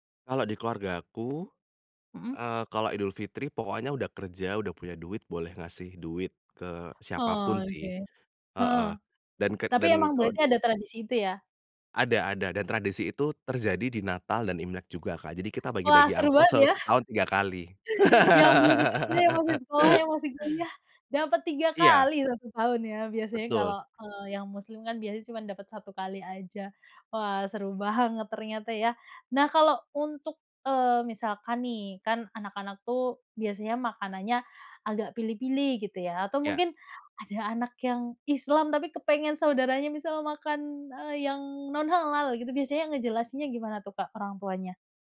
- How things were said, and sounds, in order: tapping; laugh
- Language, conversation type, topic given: Indonesian, podcast, Bagaimana kamu merayakan dua tradisi yang berbeda dalam satu keluarga?